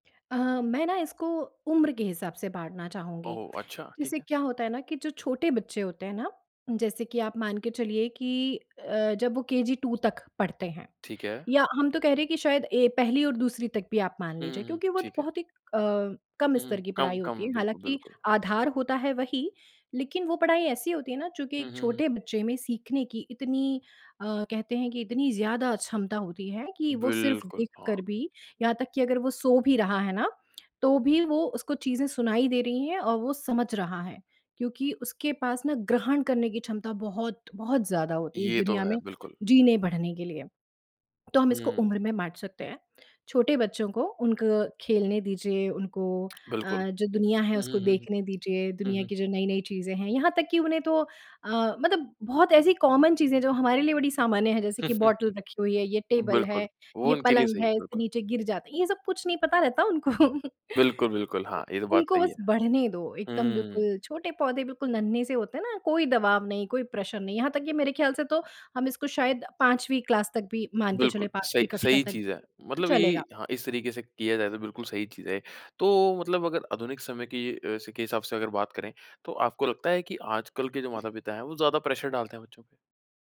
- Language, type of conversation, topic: Hindi, podcast, बच्चों की पढ़ाई में माता-पिता की भूमिका कैसी होनी चाहिए?
- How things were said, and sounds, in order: tapping; in English: "कॉमन"; in English: "बॉटल"; laugh; in English: "टेबल"; laughing while speaking: "उनको"; chuckle; in English: "प्रेशर"; in English: "क्लास"; in English: "प्रेशर"